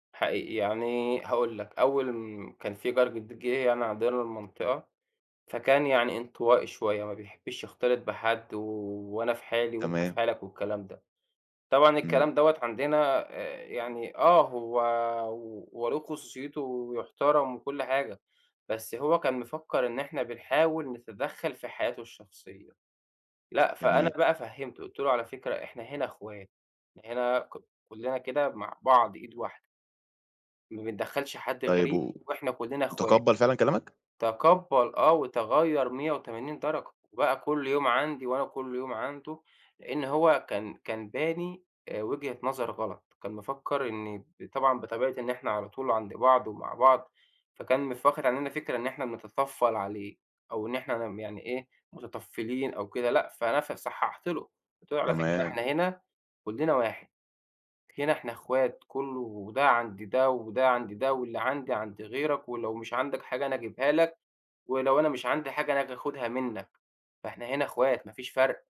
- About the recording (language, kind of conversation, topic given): Arabic, podcast, إزاي نبني جوّ أمان بين الجيران؟
- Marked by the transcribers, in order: none